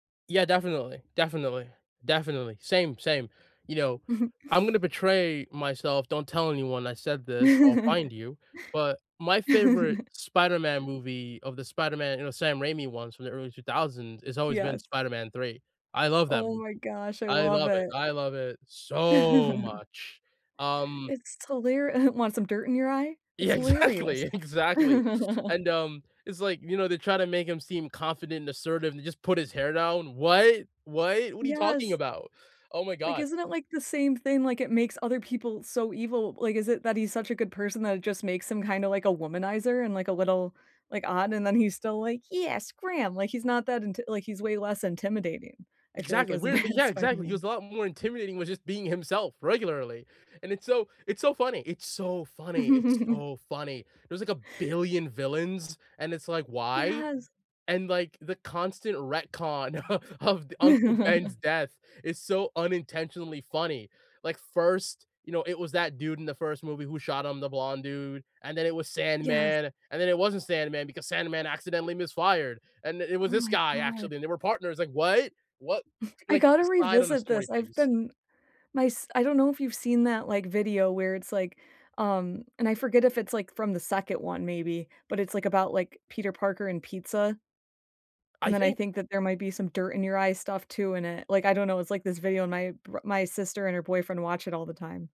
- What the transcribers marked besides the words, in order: chuckle; chuckle; other background noise; chuckle; drawn out: "so"; chuckle; laughing while speaking: "exactly"; laugh; put-on voice: "Yes, Graham"; laughing while speaking: "bad"; laugh; laughing while speaking: "o"; laugh; chuckle
- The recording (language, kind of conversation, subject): English, unstructured, What makes a movie story unforgettable?
- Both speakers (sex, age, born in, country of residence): female, 30-34, United States, United States; male, 20-24, United States, United States